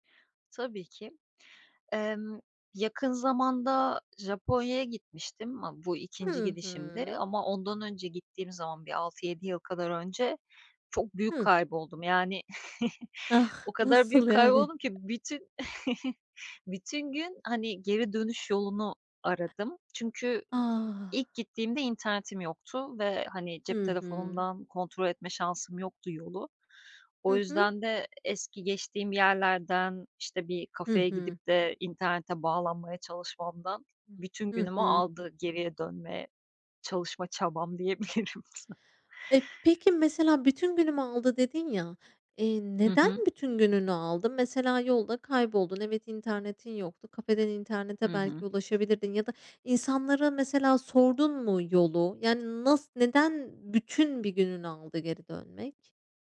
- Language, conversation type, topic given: Turkish, podcast, Yolda kaybolduğun bir anı paylaşır mısın?
- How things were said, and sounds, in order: chuckle; laughing while speaking: "Ah. Nasıl yani?"; tapping; chuckle; surprised: "A!"; other noise; laughing while speaking: "diyebilirim"; other background noise